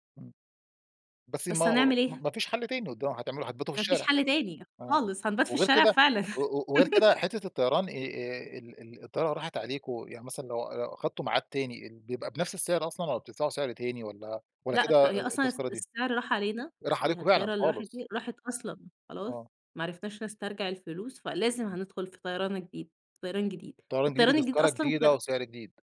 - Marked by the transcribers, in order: laugh
- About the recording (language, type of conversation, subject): Arabic, podcast, إيه أكتر غلطة اتعلمت منها وإنت مسافر؟